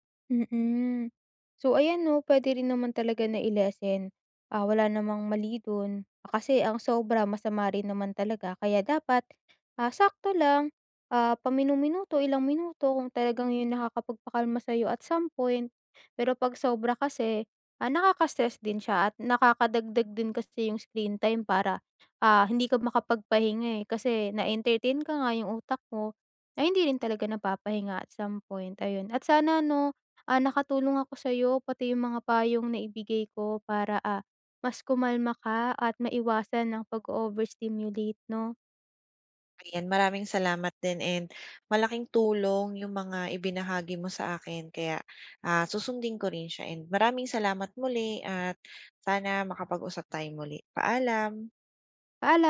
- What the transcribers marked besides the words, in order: none
- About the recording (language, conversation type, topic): Filipino, advice, Paano ko mababawasan ang pagiging labis na sensitibo sa ingay at sa madalas na paggamit ng telepono?
- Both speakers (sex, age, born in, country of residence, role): female, 20-24, Philippines, Philippines, advisor; female, 25-29, Philippines, Philippines, user